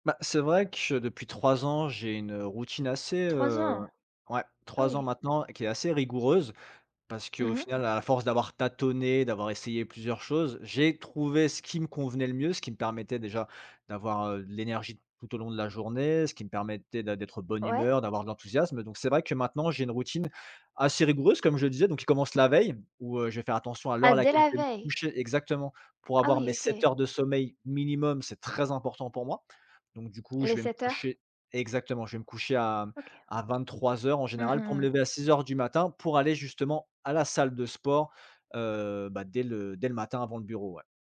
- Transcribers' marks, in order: tapping; stressed: "très"; other background noise
- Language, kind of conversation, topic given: French, podcast, Peux-tu me raconter ta routine du matin, du réveil jusqu’au moment où tu pars ?